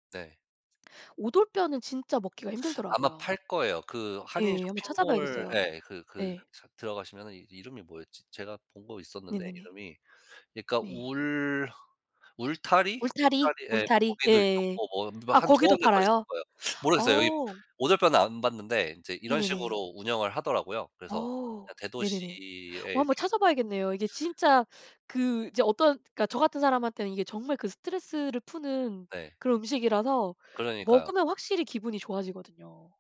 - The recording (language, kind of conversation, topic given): Korean, unstructured, 자신만의 스트레스 해소법이 있나요?
- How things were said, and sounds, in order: teeth sucking